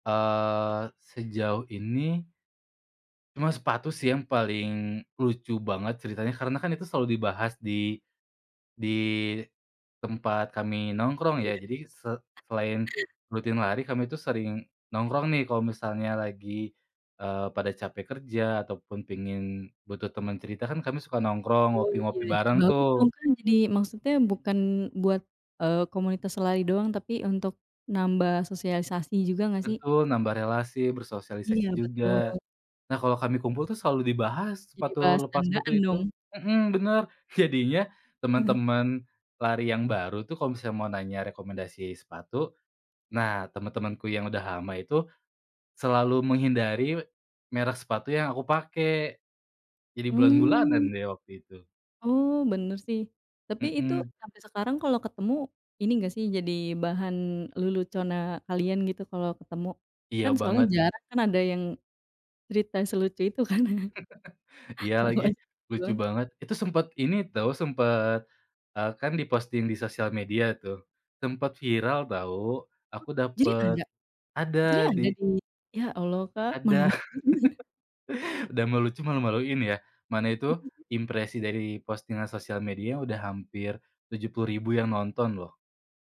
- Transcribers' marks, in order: chuckle; other background noise; laughing while speaking: "Jadinya"; chuckle; tapping; laugh; laugh; unintelligible speech; in English: "di-posting"; laugh
- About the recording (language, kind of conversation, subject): Indonesian, podcast, Apa momen paling lucu atau paling aneh yang pernah kamu alami saat sedang menjalani hobimu?